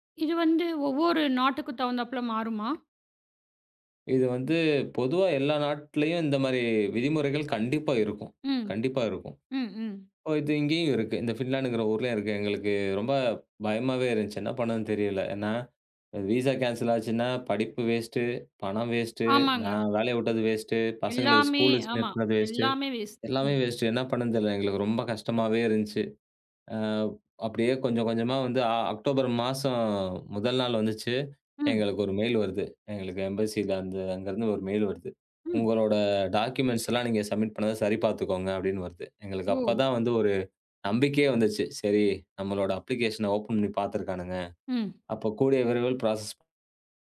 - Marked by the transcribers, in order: in English: "பின்லேண்ட்ங்கிற"; in English: "விசா கேன்சல்"; in English: "வேஸ்ட்"; in English: "வேஸ்ட்"; in English: "வேஸ்ட்"; in English: "வேஸ்ட்"; in English: "வேஸ்ட்"; in English: "வேஸ்ட்"; in English: "அக்டோபர்"; in English: "மெயில்"; in English: "எம்பஸில"; in English: "மெயில்"; in English: "டாக்குமெண்ட்ஸ்"; in English: "சப்மிட்"; in English: "அப்ளிகேஷன ஓப்பன்"; in English: "பிராஸஸ்"
- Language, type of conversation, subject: Tamil, podcast, விசா பிரச்சனை காரணமாக உங்கள் பயணம் பாதிக்கப்பட்டதா?